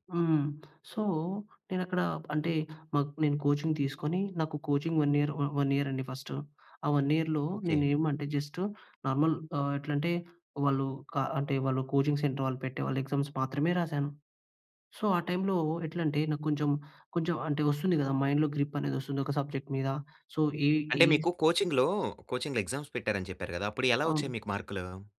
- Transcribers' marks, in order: in English: "సో"; in English: "కోచింగ్"; in English: "కోచింగ్ వన్ ఇయర్, వన్ ఇయర్"; in English: "వన్ ఇయర్‍లో"; in English: "జస్ట్, నార్మల్"; in English: "కోచింగ్ సెంటర్"; in English: "ఎగ్జామ్స్"; in English: "సో"; in English: "మైండ్‍లో గ్రిప్"; in English: "సో"; in English: "కోచింగ్‌లో, కోచింగ్‌లో ఎక్సామ్స్"
- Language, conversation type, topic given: Telugu, podcast, నువ్వు విఫలమైనప్పుడు నీకు నిజంగా ఏం అనిపిస్తుంది?